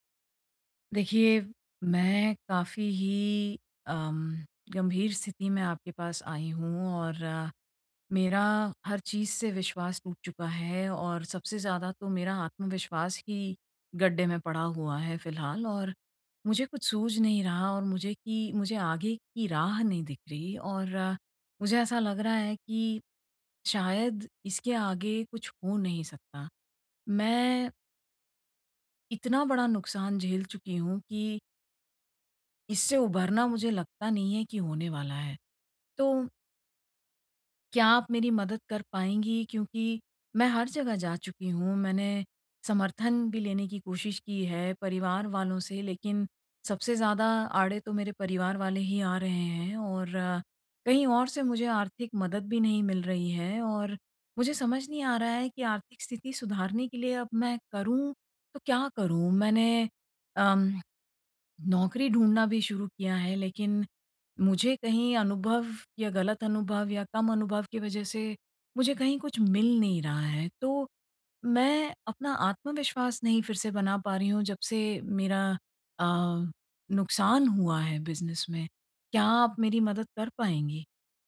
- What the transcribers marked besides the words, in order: none
- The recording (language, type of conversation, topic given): Hindi, advice, नुकसान के बाद मैं अपना आत्मविश्वास फिर से कैसे पा सकता/सकती हूँ?